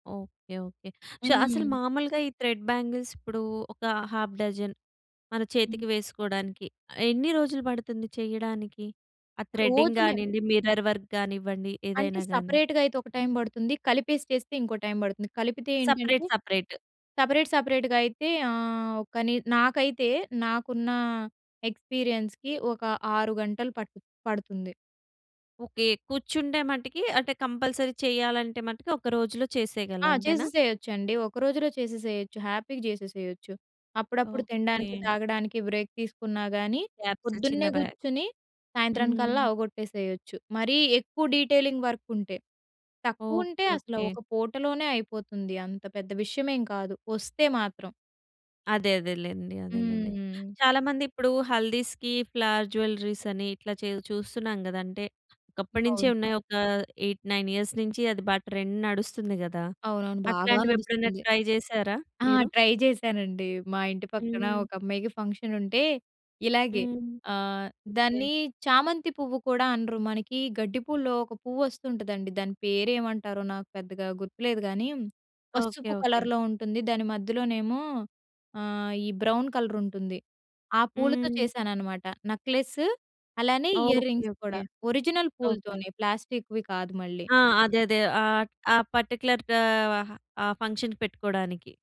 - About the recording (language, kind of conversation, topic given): Telugu, podcast, భవిష్యత్తులో మీ సృజనాత్మక స్వరూపం ఎలా ఉండాలని మీరు ఆశిస్తారు?
- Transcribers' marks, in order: in English: "థ్రెడ్"; in English: "హాఫ్ డజన్"; in English: "థ్రెడింగ్"; other background noise; in English: "మిర్రర్ వర్క్"; in English: "సెపరేట్. సెపరేట్"; in English: "సెపరేట్"; in English: "ఎక్స్‌పీరియన్స్‌కి"; in English: "కంపల్సరీ"; in English: "హ్యాపీగా"; in English: "బ్రేక్"; in English: "క్యాబ్స్"; in English: "డీటైలింగ్"; in English: "హల్దీ‌స్‌కి ఫ్లవర్"; in English: "ఎయిట్, నైన్ ఇయర్స్"; in English: "ట్రెండ్"; in English: "ట్రై"; in English: "ట్రై"; tapping; in English: "కలర్‌లో"; in English: "బ్రౌన్"; in English: "ఇయర్ రింగ్స్"; in English: "ఒరిజినల్"; in English: "ప్లాస్టిక్‌వి"; in English: "పార్టిక్యులర్"; in English: "ఫంక్షన్"